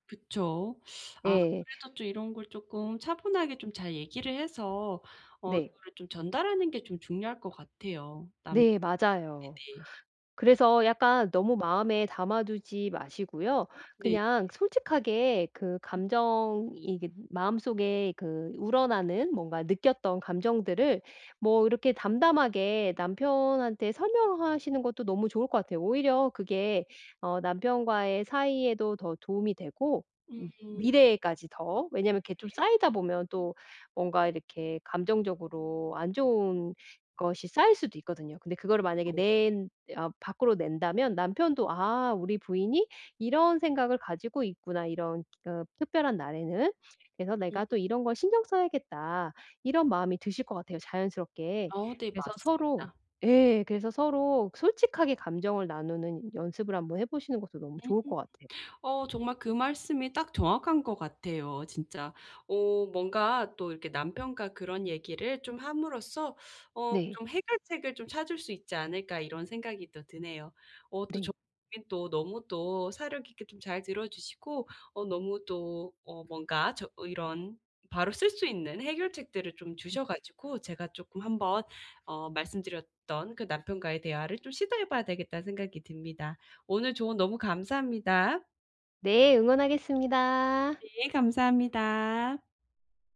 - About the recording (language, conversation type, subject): Korean, advice, 특별한 날에 왜 혼자라고 느끼고 소외감이 드나요?
- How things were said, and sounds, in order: other background noise